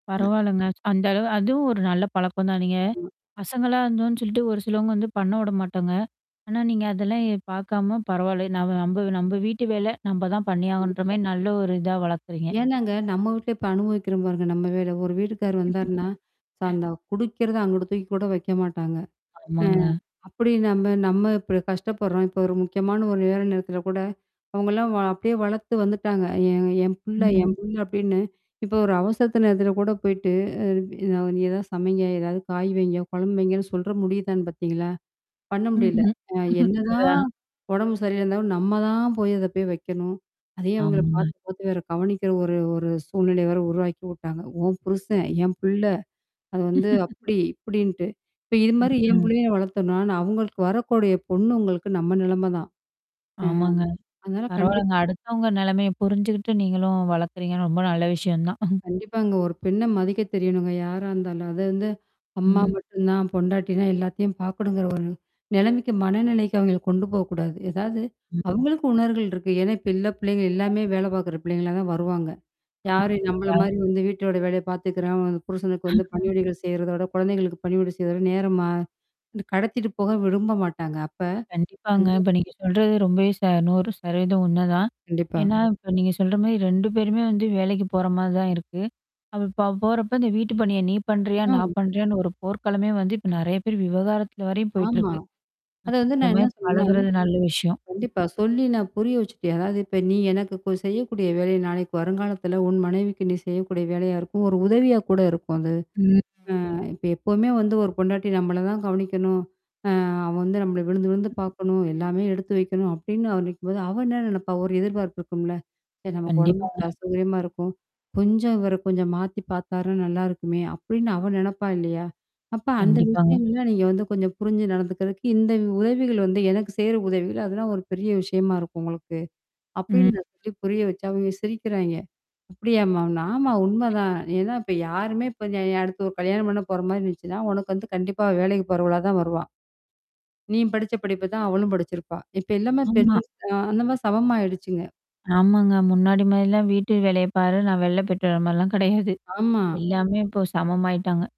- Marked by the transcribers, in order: unintelligible speech; distorted speech; static; chuckle; other background noise; unintelligible speech; laughing while speaking: "அதா"; chuckle; chuckle; mechanical hum; "உணவுர்கள்" said as "உணர்கள்"; "உள்ள" said as "இல்ல"; unintelligible speech; "உண்மதான்" said as "ஒண்ணுதான்"; "விவாகரத்துல" said as "விவகாரத்தில"; "வெளில" said as "வெள்ள"; laughing while speaking: "போய்ட்டுவரன் மாரிலாம் கிடையாது"
- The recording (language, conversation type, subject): Tamil, podcast, வீட்டுப் பணிகளை நீங்கள் எப்படிப் பகிர்ந்து கொள்கிறீர்கள்?